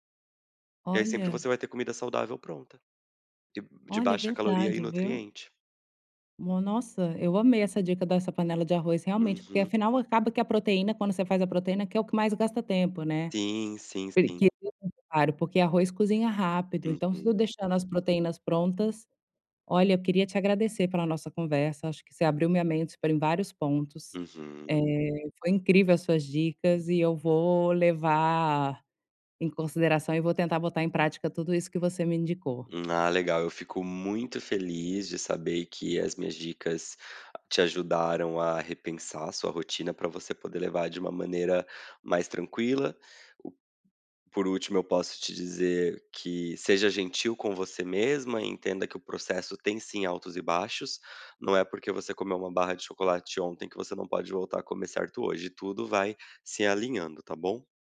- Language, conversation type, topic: Portuguese, advice, Como posso controlar desejos intensos por comida quando aparecem?
- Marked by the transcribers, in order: unintelligible speech